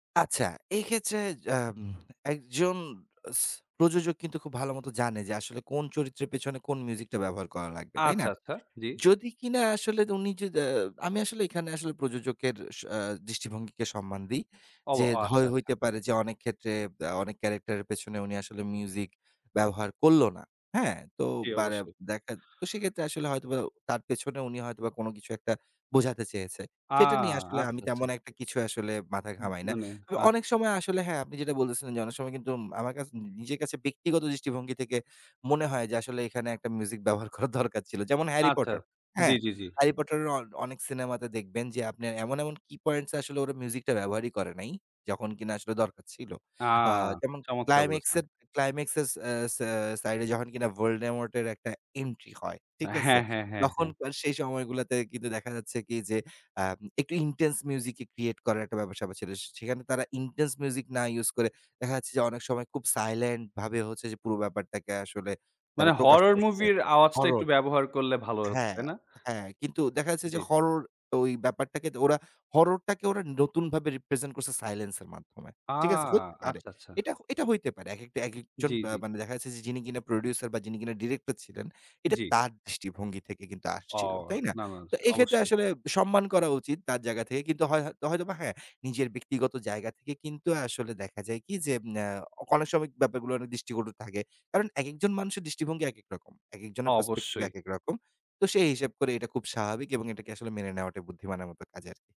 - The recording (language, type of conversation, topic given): Bengali, podcast, ফিল্মের গল্প এগিয়ে নিতে সংগীত কীভাবে ভূমিকা রাখে?
- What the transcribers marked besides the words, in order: laughing while speaking: "করা দরকার ছিল"; other background noise; tapping; in English: "create"; in English: "রিপ্রেজেন্ট"; in English: "পার্সপেক্টিভ"